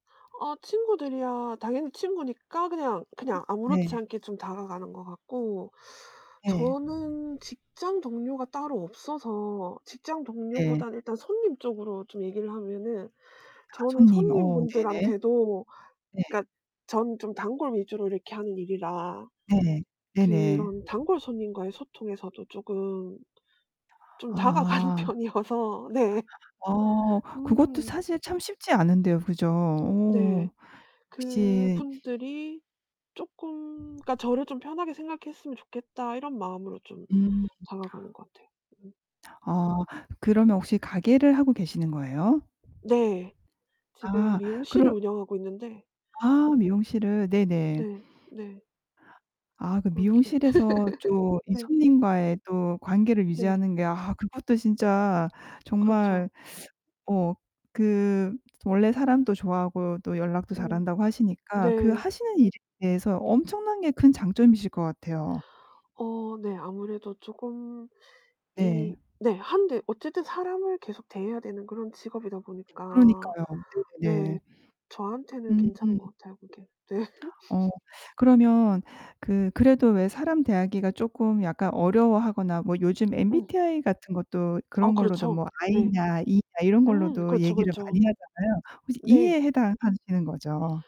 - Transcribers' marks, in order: other background noise; distorted speech; laughing while speaking: "다가가는 편이어서 네"; laugh; laughing while speaking: "네"; laugh
- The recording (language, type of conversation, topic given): Korean, podcast, 건강한 인간관계를 오래 유지하려면 무엇이 가장 중요할까요?